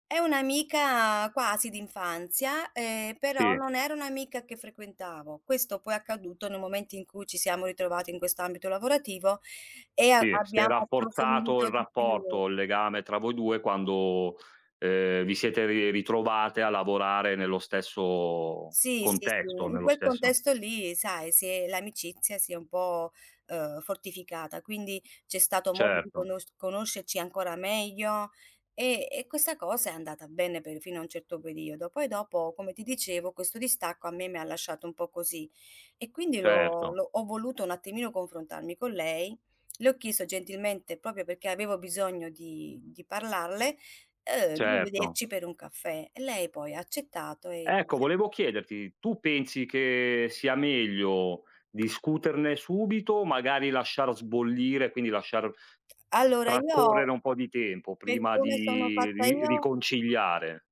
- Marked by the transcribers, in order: other background noise; tapping; other noise
- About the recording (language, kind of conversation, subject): Italian, unstructured, Come ti senti quando un amico ti ignora?